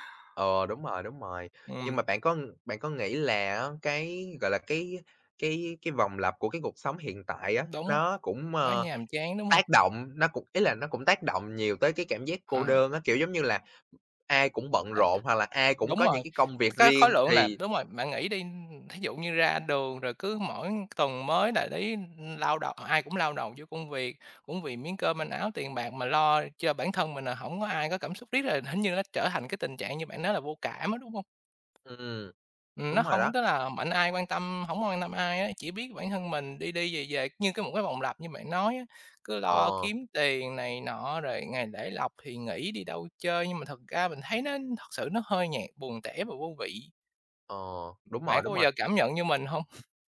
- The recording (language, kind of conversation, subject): Vietnamese, unstructured, Bạn đã từng cảm thấy cô đơn dù xung quanh có rất nhiều người chưa?
- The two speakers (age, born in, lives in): 20-24, Vietnam, Vietnam; 60-64, Vietnam, Vietnam
- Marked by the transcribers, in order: other background noise; other noise; tapping; "hình" said as "hỉnh"; chuckle